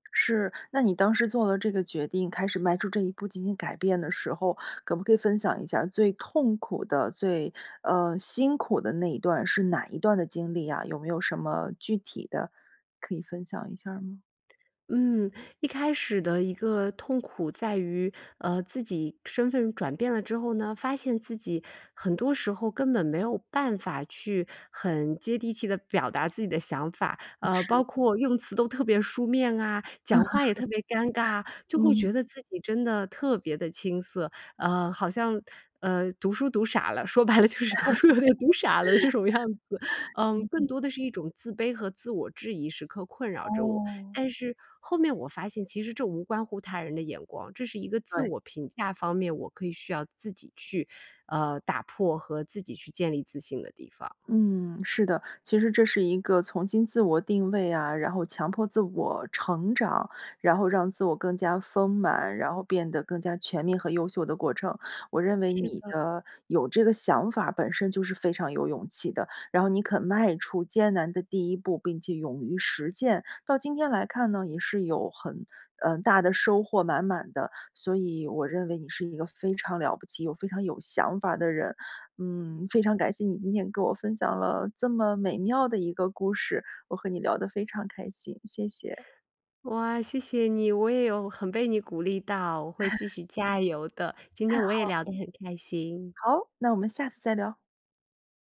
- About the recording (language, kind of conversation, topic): Chinese, podcast, 你如何看待舒适区与成长？
- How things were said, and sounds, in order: laugh; laughing while speaking: "说白了就是读书有点读傻了的这种样子"; laugh; other background noise; laugh